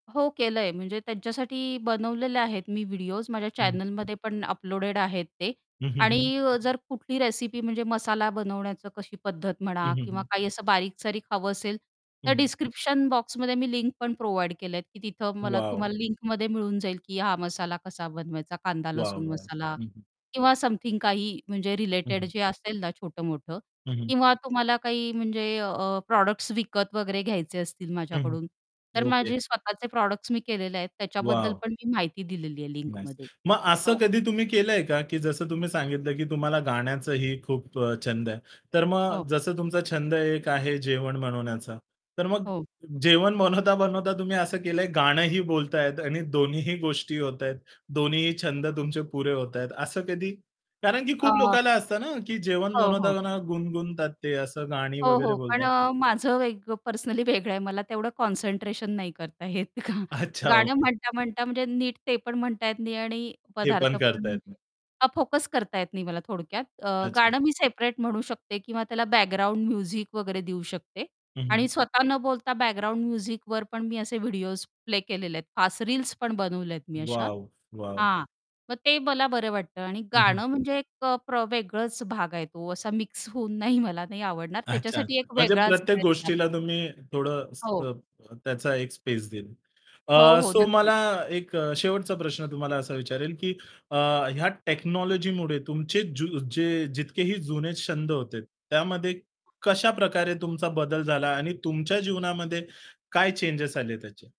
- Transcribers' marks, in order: static; distorted speech; tapping; in English: "डिस्क्रिप्शन"; in English: "प्रोव्हाईड"; in English: "प्रॉडक्ट्स"; in English: "प्रॉडक्ट्स"; laughing while speaking: "पर्सनली वेगळं आहे"; laughing while speaking: "गाणं"; laughing while speaking: "अच्छा"; in English: "म्युझिक"; in English: "म्युझिकवर"; other background noise; laughing while speaking: "नाही"; in English: "टेक्नॉलॉजीमुळे"
- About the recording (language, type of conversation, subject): Marathi, podcast, तंत्रज्ञानाच्या मदतीने जुने छंद अधिक चांगल्या पद्धतीने कसे विकसित करता येतील?